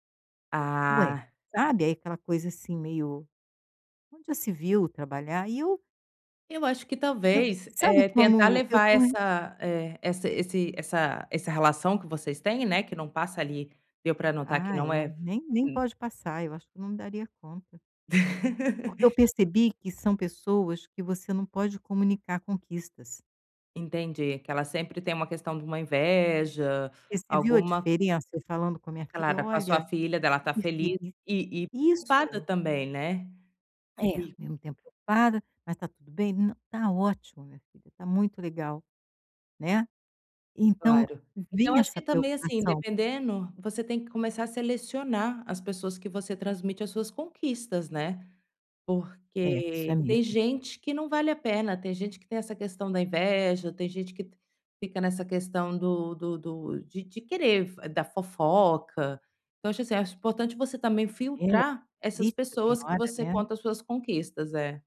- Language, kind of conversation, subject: Portuguese, advice, Como posso comunicar minhas conquistas sem soar arrogante?
- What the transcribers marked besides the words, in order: chuckle; unintelligible speech; unintelligible speech